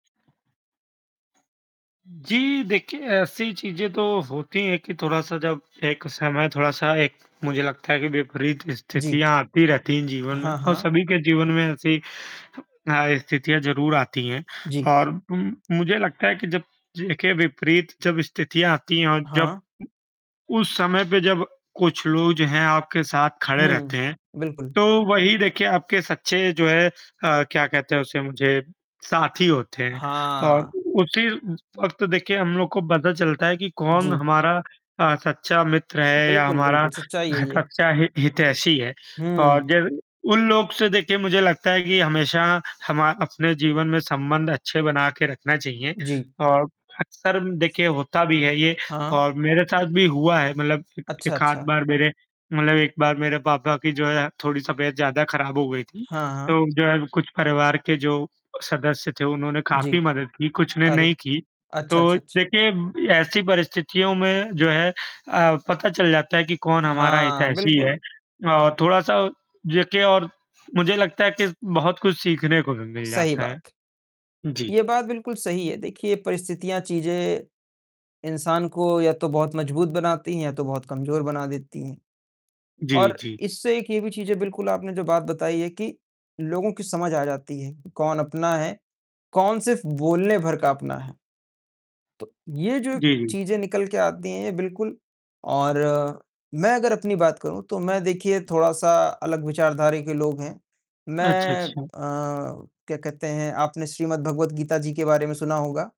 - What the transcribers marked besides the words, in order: other background noise; tapping; distorted speech; mechanical hum
- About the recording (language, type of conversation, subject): Hindi, unstructured, आपने कभी किसी मुश्किल परिस्थिति में उम्मीद कैसे बनाए रखी?